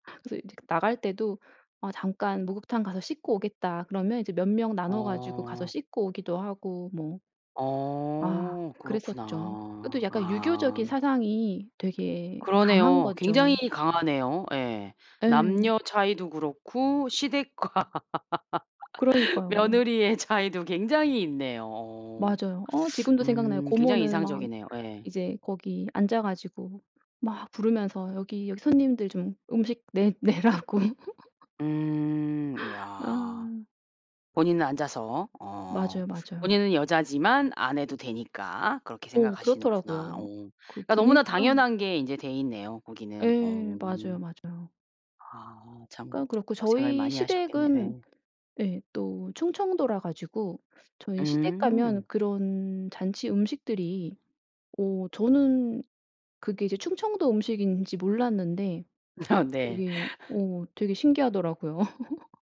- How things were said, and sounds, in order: tapping; other background noise; laughing while speaking: "시댁과"; laugh; laughing while speaking: "내라고"; laugh; laughing while speaking: "아 네"; laugh
- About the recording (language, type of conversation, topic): Korean, podcast, 지역마다 잔치 음식이 어떻게 다른지 느껴본 적이 있나요?